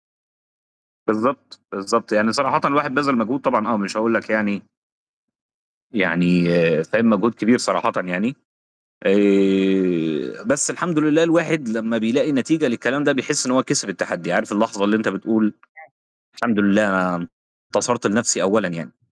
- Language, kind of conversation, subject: Arabic, unstructured, إيه أكبر تحدّي قابلَك، وقدرت تتخطّاه إزاي؟
- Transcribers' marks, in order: mechanical hum; unintelligible speech; tapping